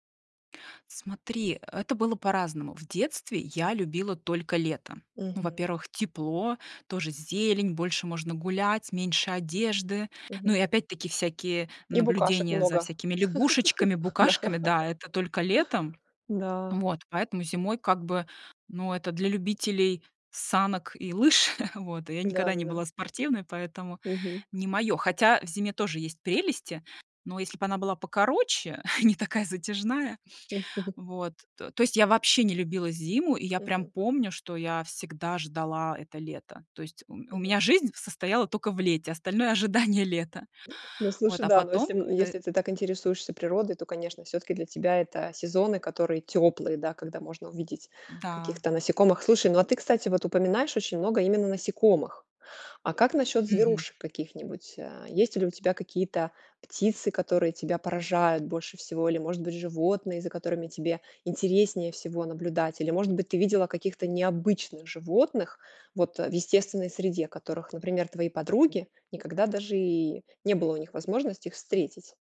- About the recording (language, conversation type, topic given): Russian, podcast, Какой момент в природе поразил вас больше всего?
- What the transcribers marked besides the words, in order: laugh; laughing while speaking: "Да"; tapping; chuckle; chuckle; chuckle; laughing while speaking: "ожидание"